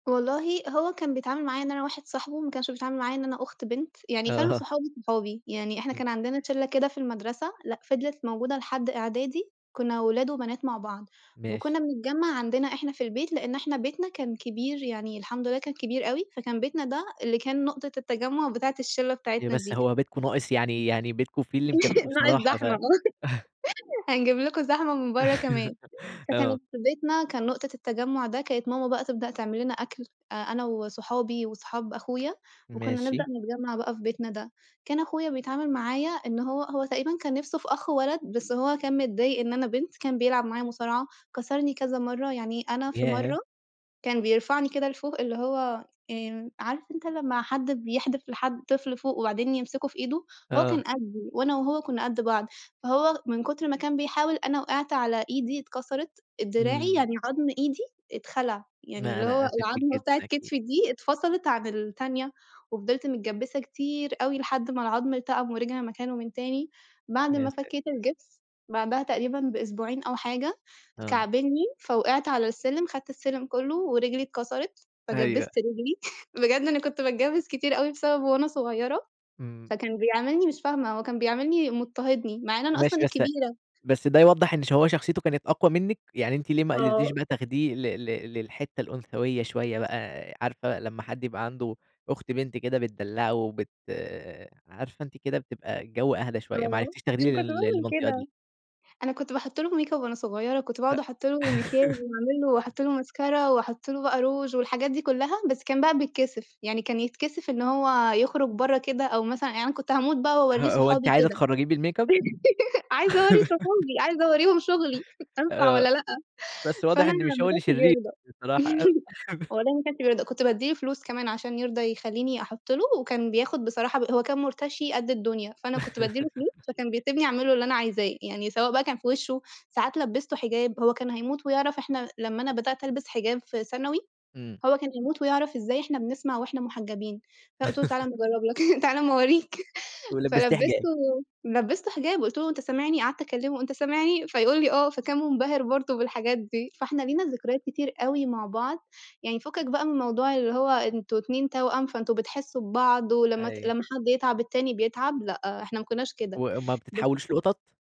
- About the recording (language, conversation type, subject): Arabic, podcast, احكيلي عن ذكرى من طفولتك عمرها ما بتتنسي؟
- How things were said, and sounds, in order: laugh; chuckle; laugh; chuckle; in English: "ميك أب"; laugh; laugh; in English: "بالميك أب؟"; laugh; chuckle; laugh; laugh; chuckle; unintelligible speech